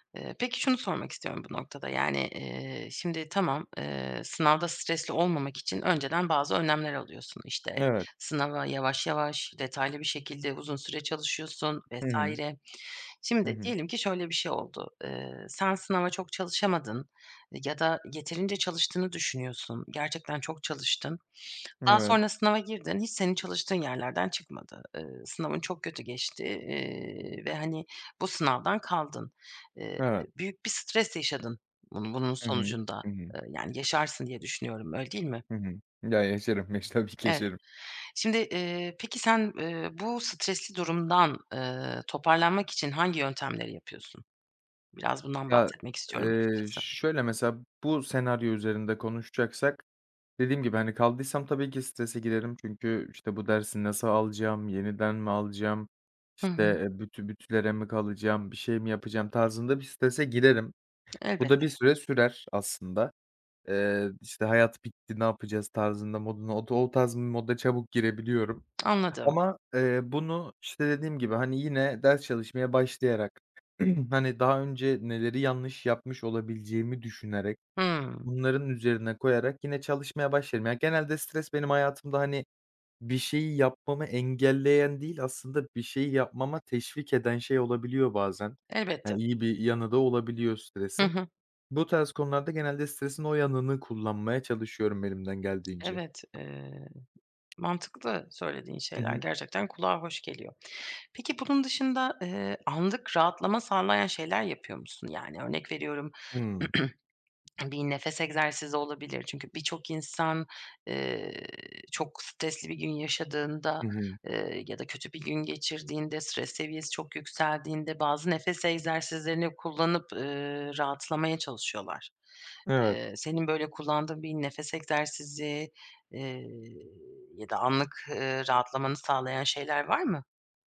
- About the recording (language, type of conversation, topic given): Turkish, podcast, Stres sonrası toparlanmak için hangi yöntemleri kullanırsın?
- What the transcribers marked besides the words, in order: other background noise; tapping; other noise; throat clearing; throat clearing; drawn out: "eee"